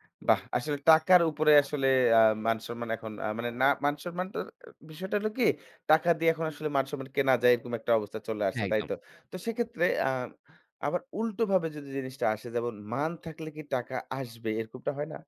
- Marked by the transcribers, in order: other background noise; "যেমন" said as "যেবন"
- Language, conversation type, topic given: Bengali, podcast, টাকা আর জীবনের অর্থের মধ্যে আপনার কাছে কোনটি বেশি গুরুত্বপূর্ণ?
- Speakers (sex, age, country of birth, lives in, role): male, 25-29, Bangladesh, Bangladesh, guest; male, 25-29, Bangladesh, Bangladesh, host